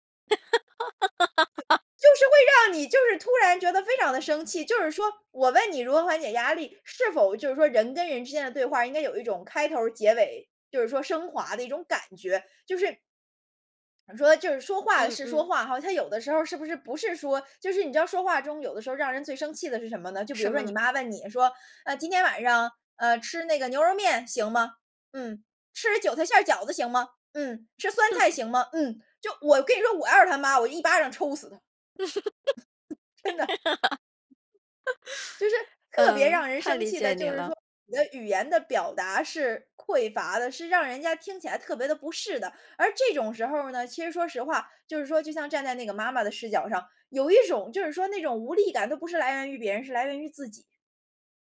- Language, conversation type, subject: Chinese, podcast, 你从大自然中学到了哪些人生道理？
- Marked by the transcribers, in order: laugh; chuckle; laugh; chuckle